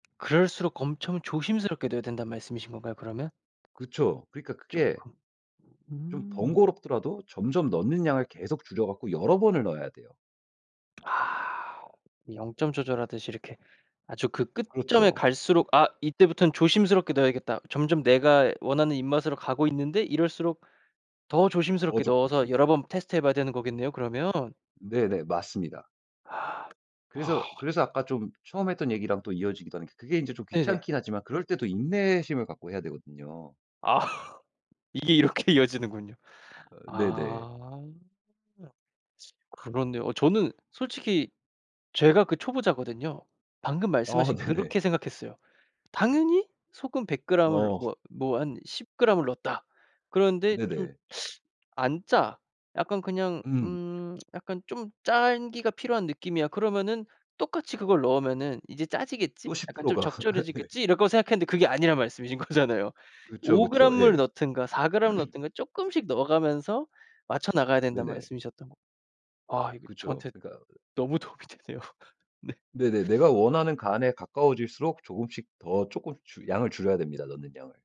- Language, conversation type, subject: Korean, podcast, 초보자에게 꼭 해주고 싶은 간단한 조언 한 가지는 무엇인가요?
- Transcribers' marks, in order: other background noise; tapping; laughing while speaking: "아"; laughing while speaking: "이렇게"; laughing while speaking: "아 네네"; laughing while speaking: "어"; lip smack; laughing while speaking: "십 프로 가 네"; laughing while speaking: "거잖아요"; throat clearing; laughing while speaking: "되네요. 네"